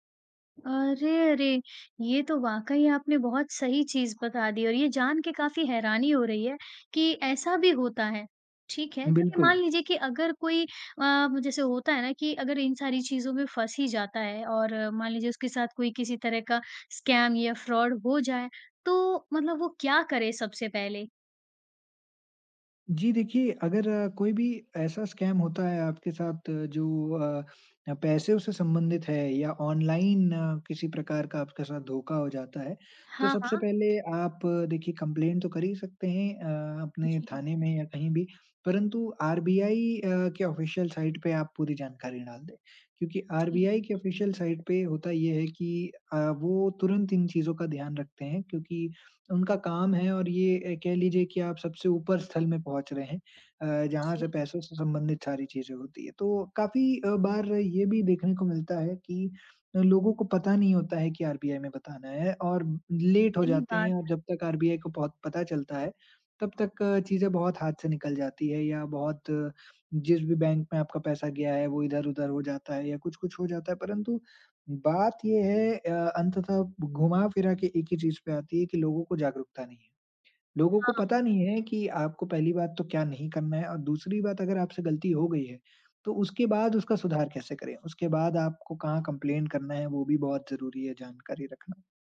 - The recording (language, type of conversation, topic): Hindi, podcast, ऑनलाइन निजता समाप्त होती दिखे तो आप क्या करेंगे?
- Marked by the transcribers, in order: tapping; in English: "स्कैम"; in English: "फ्रॉड"; in English: "स्कैम"; in English: "कम्प्लेंन"; other background noise; in English: "ऑफ़िशियल"; in English: "ऑफ़िशियल"; in English: "लेट"; in English: "कम्प्लेंन"